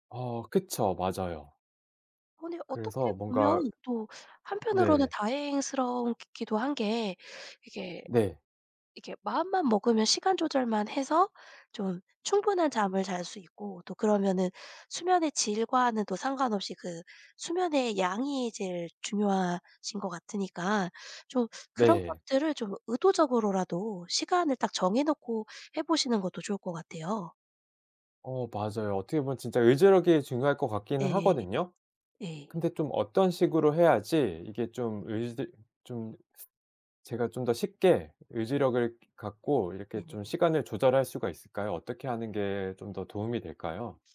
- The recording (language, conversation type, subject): Korean, advice, 스마트폰과 미디어 사용을 조절하지 못해 시간을 낭비했던 상황을 설명해 주실 수 있나요?
- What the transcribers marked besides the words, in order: inhale; other background noise; tapping